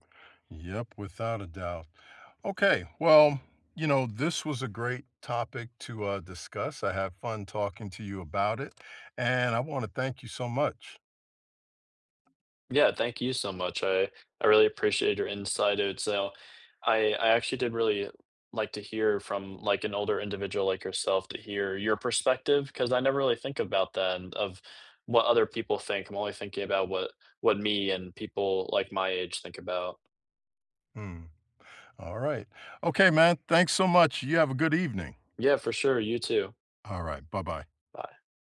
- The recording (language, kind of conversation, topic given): English, unstructured, How do you feel about the role of social media in news today?
- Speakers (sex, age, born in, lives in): male, 20-24, United States, United States; male, 60-64, United States, United States
- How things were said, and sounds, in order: tapping